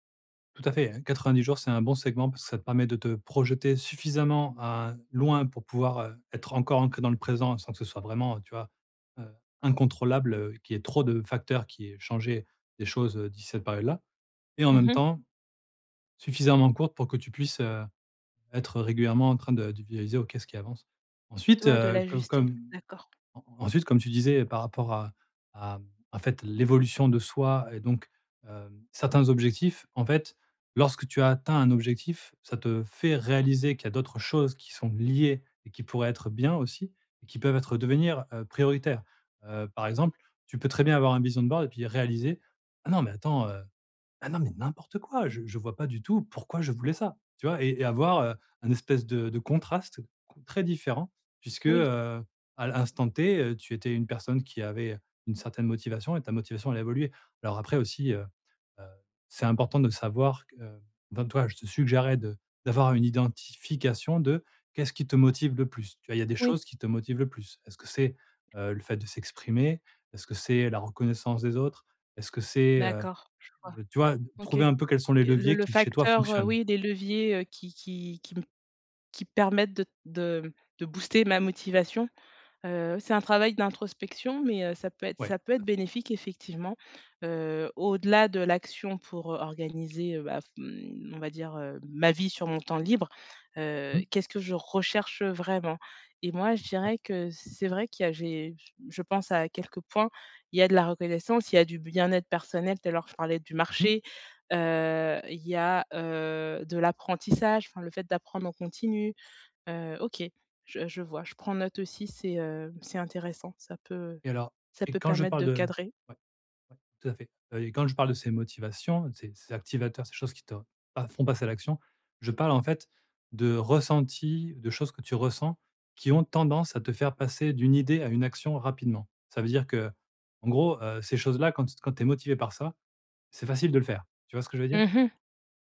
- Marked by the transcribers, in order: tapping; in English: "vision board"
- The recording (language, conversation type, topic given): French, advice, Comment organiser des routines flexibles pour mes jours libres ?